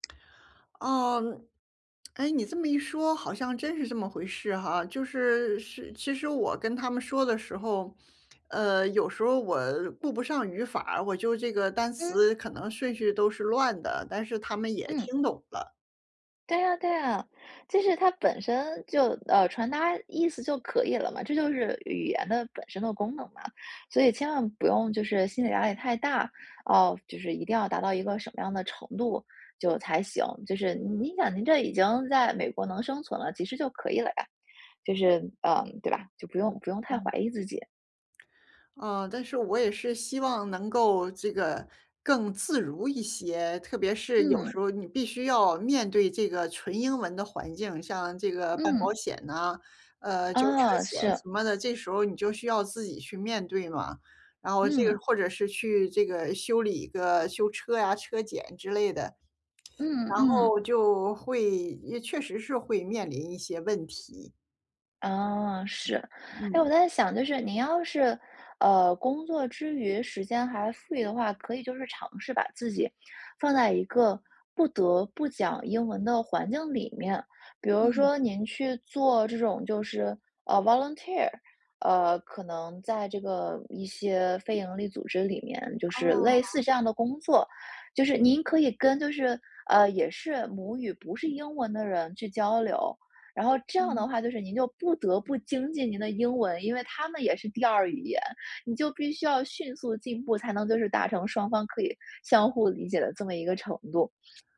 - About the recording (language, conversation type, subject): Chinese, advice, 如何克服用外语交流时的不确定感？
- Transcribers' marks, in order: in English: "volunteer"